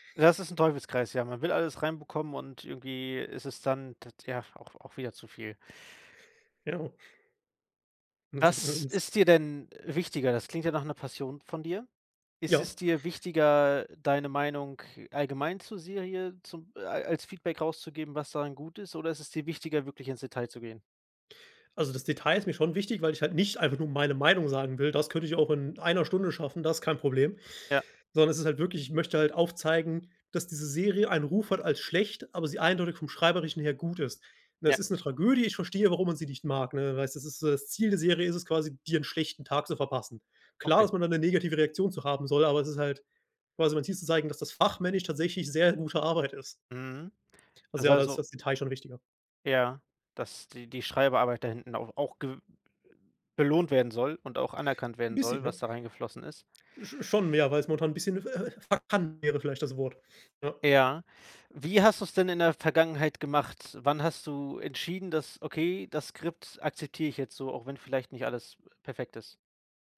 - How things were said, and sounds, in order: unintelligible speech; chuckle; other noise
- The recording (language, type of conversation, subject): German, advice, Wie blockiert dich Perfektionismus bei deinen Projekten und wie viel Stress verursacht er dir?